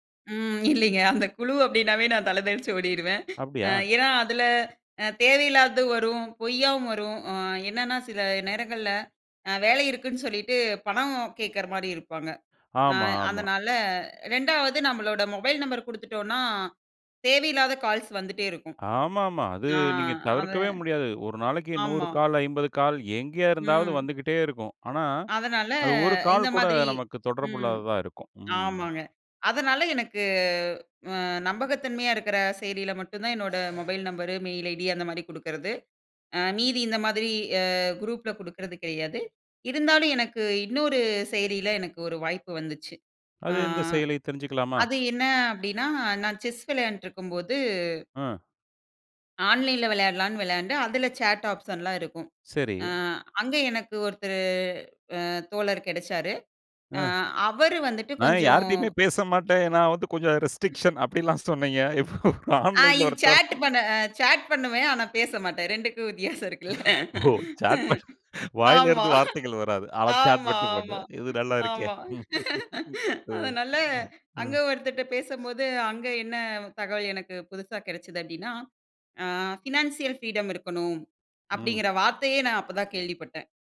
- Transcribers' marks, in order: laughing while speaking: "இல்லீங்க. அந்த"; in English: "கால்ஸ்"; in English: "மெயில் ஐடி"; drawn out: "அ"; in English: "செஸ்"; in English: "ஆன்லைன்"; in English: "சேட் ஆப்ஷன்லாம்"; in English: "ரெஸ்ட்ரிக்க்ஷன்"; laughing while speaking: "அப்டின்லாம் சொன்னீங்க. இப்ப ஆன்லைன்ல ஒருத்தர்"; in English: "ஆன்லைன்ல"; in English: "சாட்"; in English: "சாட்"; laughing while speaking: "ரெண்டுக்கும் வித்தியாசோம் இருக்குல்ல. ஆமா, ஆமா, ஆமா, ஆமா. அதனால"; laughing while speaking: "ஓ! சாட் மட்டும். வாயில இருந்து … இருக்கே! அ, ம்"; in English: "சாட்"; in English: "சாட்"; in English: "பினான்சியல் ஃப்ரீடம்"
- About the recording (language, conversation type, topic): Tamil, podcast, சிறு உரையாடலால் பெரிய வாய்ப்பு உருவாகலாமா?